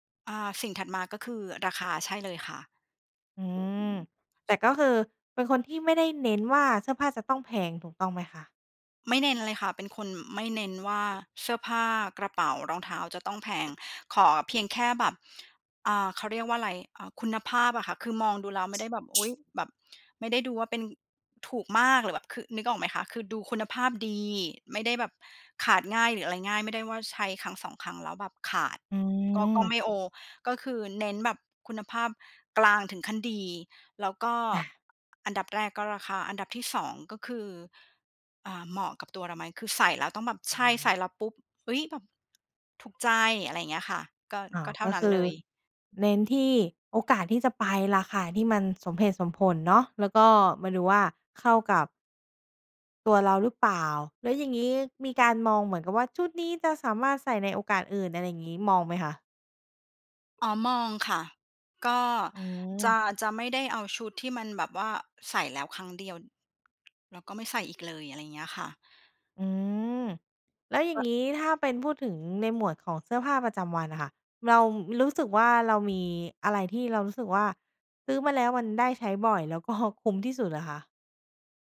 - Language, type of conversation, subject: Thai, podcast, ชอบแต่งตัวตามเทรนด์หรือคงสไตล์ตัวเอง?
- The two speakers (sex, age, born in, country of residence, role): female, 30-34, Thailand, Thailand, host; female, 40-44, Thailand, Greece, guest
- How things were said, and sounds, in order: other background noise; tapping